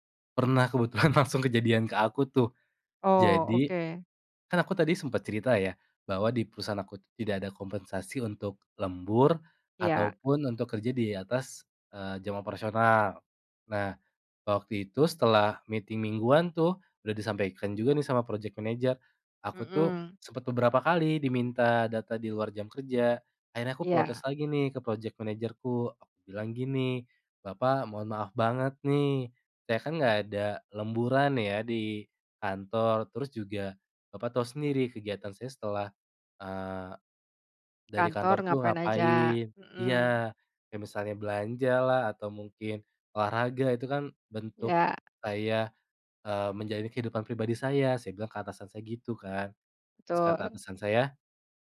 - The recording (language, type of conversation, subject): Indonesian, podcast, Bagaimana kamu mengatur batasan kerja lewat pesan di luar jam kerja?
- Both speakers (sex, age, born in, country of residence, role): female, 45-49, Indonesia, Indonesia, host; male, 25-29, Indonesia, Indonesia, guest
- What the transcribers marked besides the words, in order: laughing while speaking: "langsung"; tapping; in English: "meeting"